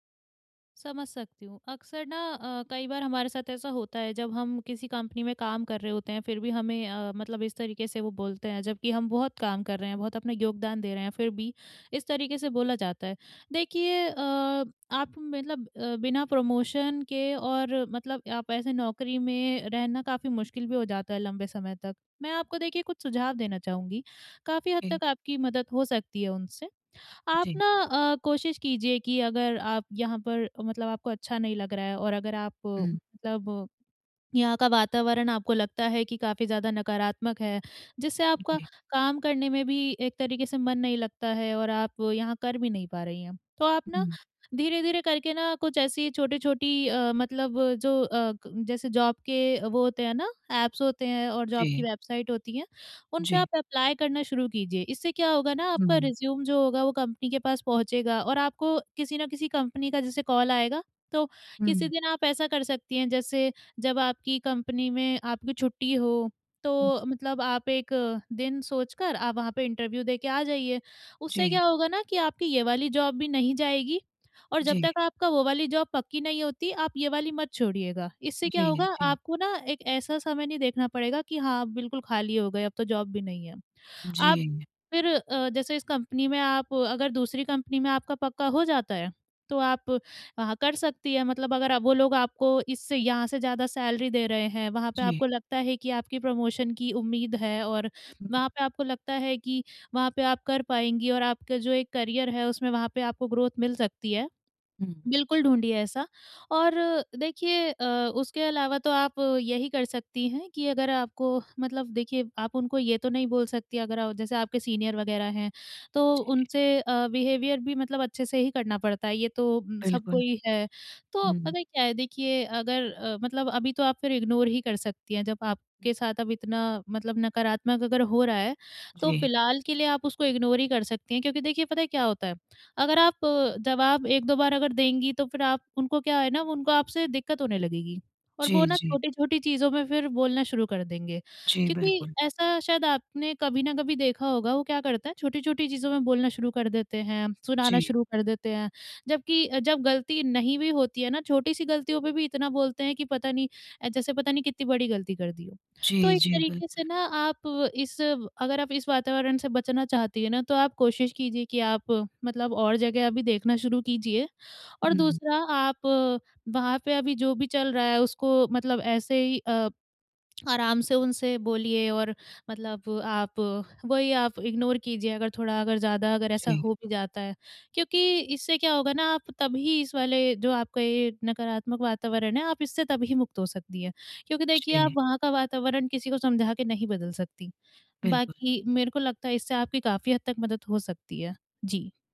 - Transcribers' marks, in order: in English: "प्रमोशन"; in English: "जॉब"; in English: "ऐप्स"; in English: "जॉब"; in English: "एप्लाई"; in English: "कॉल"; in English: "जॉब"; in English: "जॉब"; in English: "जॉब"; in English: "सैलरी"; in English: "प्रमोशन"; in English: "करियर"; in English: "ग्रोथ"; in English: "सीनियर"; in English: "बिहेवियर"; in English: "इग्नोर"; in English: "इग्नोर"; lip smack; in English: "इग्नोर"
- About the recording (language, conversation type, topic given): Hindi, advice, प्रमोन्नति और मान्यता न मिलने पर मुझे नौकरी कब बदलनी चाहिए?